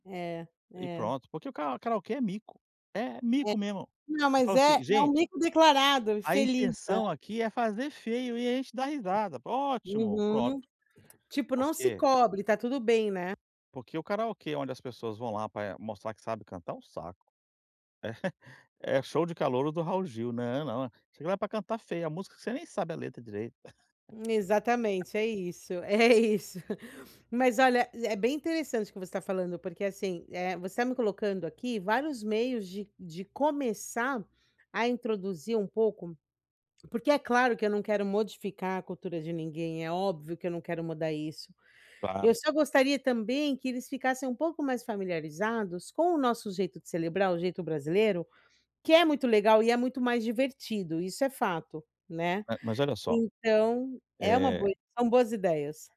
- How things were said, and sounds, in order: tapping; chuckle; laugh; laughing while speaking: "é isso"
- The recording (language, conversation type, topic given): Portuguese, advice, Como posso conciliar as tradições familiares com a minha identidade pessoal?